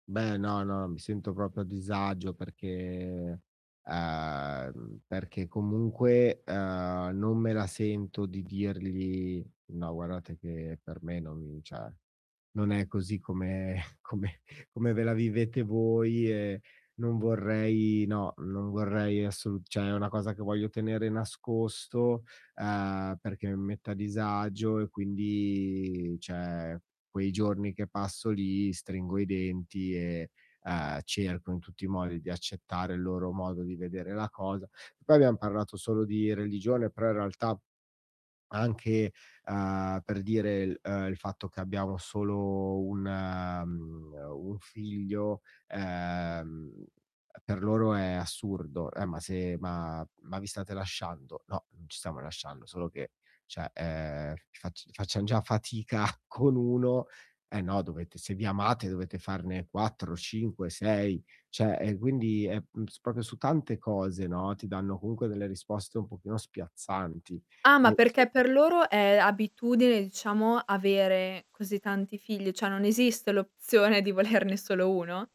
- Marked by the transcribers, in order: static; drawn out: "uhm"; laughing while speaking: "come"; drawn out: "quindi"; "cioè" said as "ceh"; drawn out: "solo un, mh"; drawn out: "ehm"; scoff; "proprio" said as "propio"; other background noise; unintelligible speech; laughing while speaking: "l'opzione di volerne"
- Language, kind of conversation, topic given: Italian, advice, Come posso gestire la sensazione di essere obbligato a rispettare tradizioni o pratiche familiari che non sento mie?